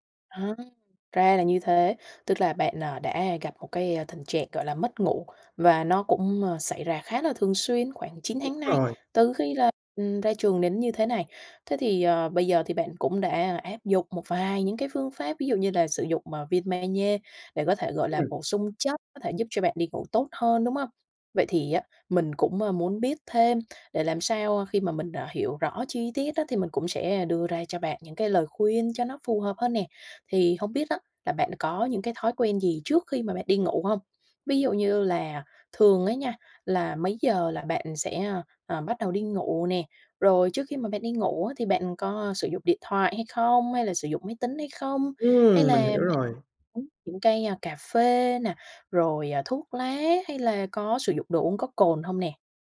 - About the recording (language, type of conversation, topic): Vietnamese, advice, Tôi bị mất ngủ, khó ngủ vào ban đêm vì suy nghĩ không ngừng, tôi nên làm gì?
- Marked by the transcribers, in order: other background noise; "Ma-giê" said as "ma nhê"